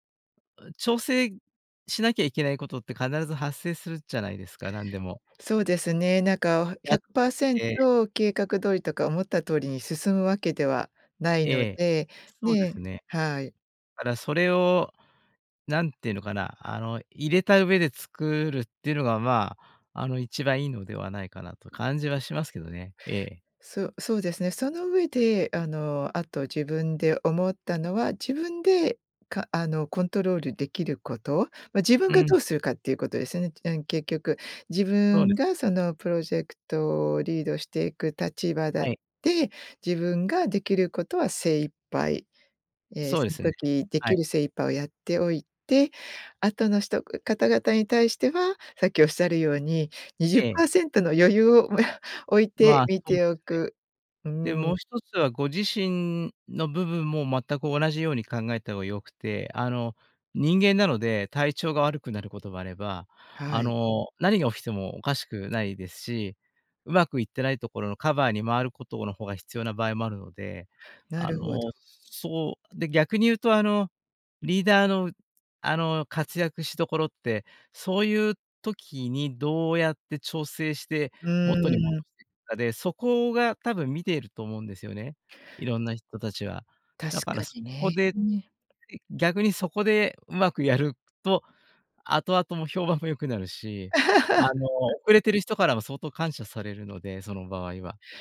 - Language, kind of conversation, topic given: Japanese, podcast, 完璧主義を手放すコツはありますか？
- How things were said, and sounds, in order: other background noise; laughing while speaking: "もや"; other noise; unintelligible speech; laugh